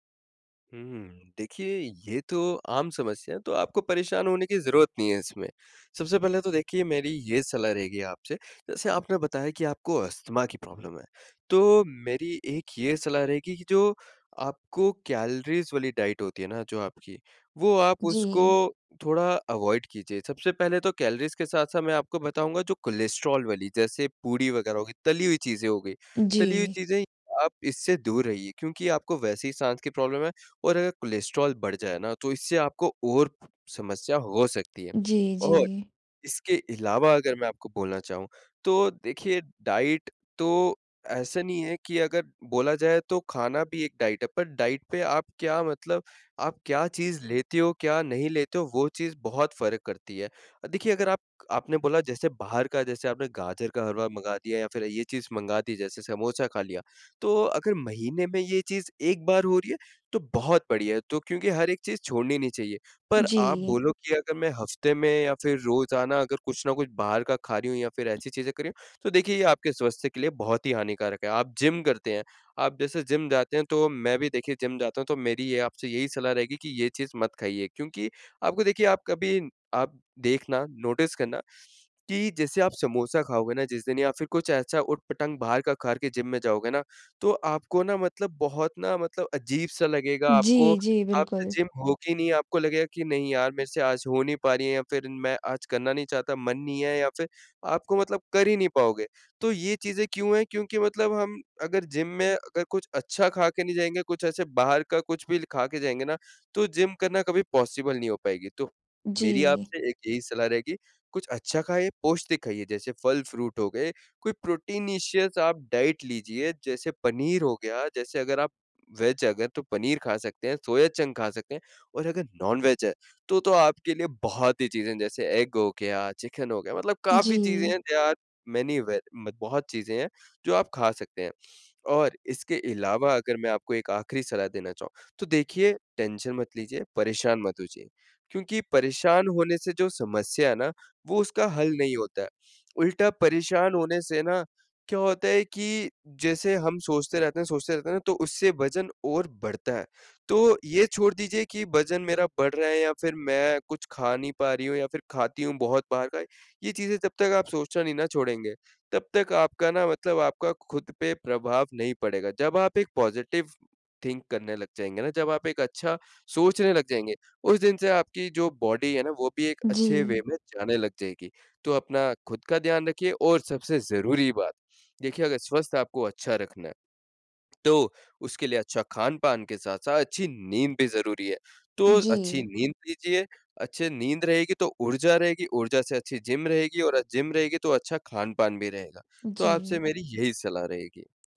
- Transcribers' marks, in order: in English: "प्रॉब्लम"; in English: "कैलरीज़"; in English: "डाइट"; in English: "अवॉइड"; in English: "कैलरीज़"; in English: "प्रॉब्लम"; in English: "डाइट"; in English: "डाइट"; in English: "डाइट"; other noise; in English: "नोटिस"; in English: "पॉसिबल"; in English: "फ्रूट"; in English: "प्रोटीनिशियस"; in English: "डाइट"; in English: "वेज"; in English: "नॉन वेज"; in English: "एग"; in English: "देयर आर मैनी"; in English: "टेंशन"; in English: "पॉज़िटिव थिंक"; in English: "बॉडी"; in English: "वे"
- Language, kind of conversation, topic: Hindi, advice, मैं स्वस्थ भोजन की आदत लगातार क्यों नहीं बना पा रहा/रही हूँ?